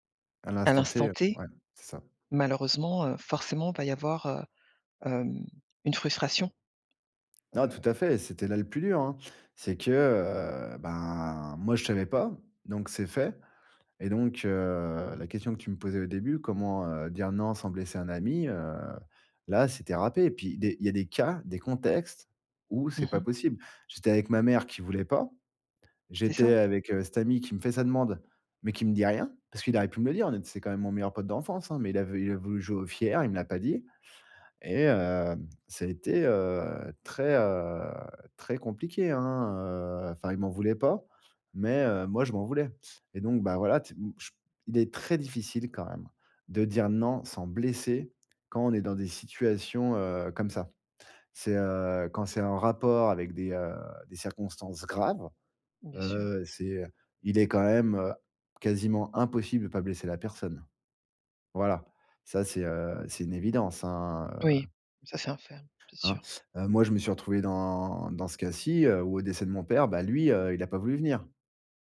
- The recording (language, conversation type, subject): French, podcast, Comment dire non à un ami sans le blesser ?
- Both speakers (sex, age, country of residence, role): female, 45-49, France, host; male, 40-44, France, guest
- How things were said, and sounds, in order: tapping; stressed: "cas"; stressed: "graves"